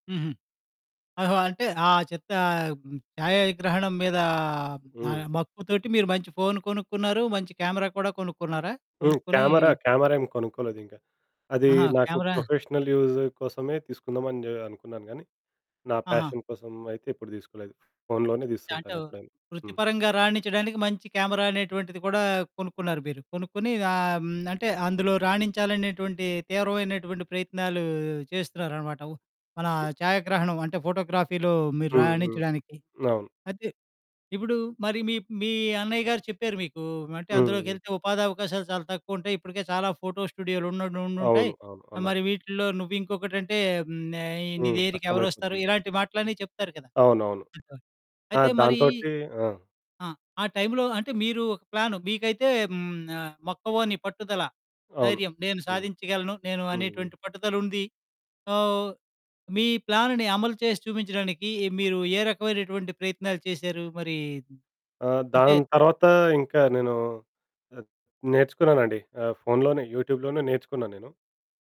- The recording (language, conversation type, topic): Telugu, podcast, మీ లక్ష్యాల గురించి మీ కుటుంబంతో మీరు ఎలా చర్చిస్తారు?
- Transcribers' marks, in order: other background noise; in English: "ప్రొఫెషనల్ యూజ్"; in English: "పాషన్"; in English: "ఫోటోగ్రఫీలో"; unintelligible speech; in English: "సో"; in English: "యూట్యూబ్‌లోనే"